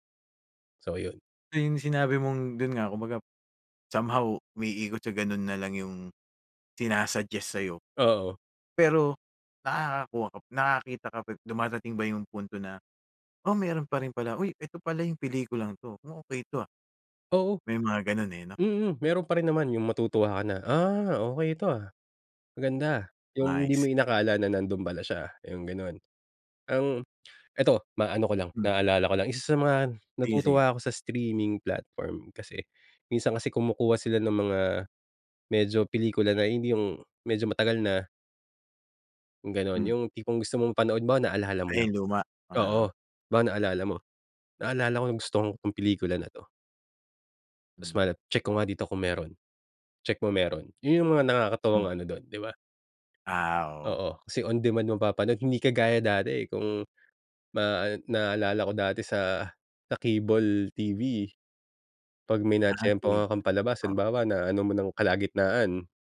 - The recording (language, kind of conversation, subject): Filipino, podcast, Paano ka pumipili ng mga palabas na papanoorin sa mga platapormang pang-estriming ngayon?
- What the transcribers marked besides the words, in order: in English: "streaming platform"; unintelligible speech; in English: "on demand"